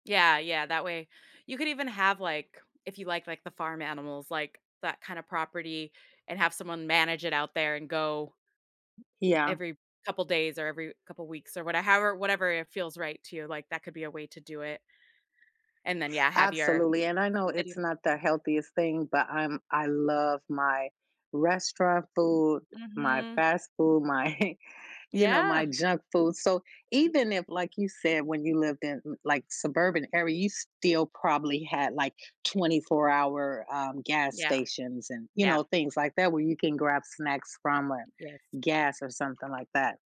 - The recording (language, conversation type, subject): English, unstructured, How do our surroundings shape the way we live and connect with others?
- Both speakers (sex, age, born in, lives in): female, 35-39, United States, United States; female, 50-54, United States, United States
- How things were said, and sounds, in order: tapping; laughing while speaking: "my"; other background noise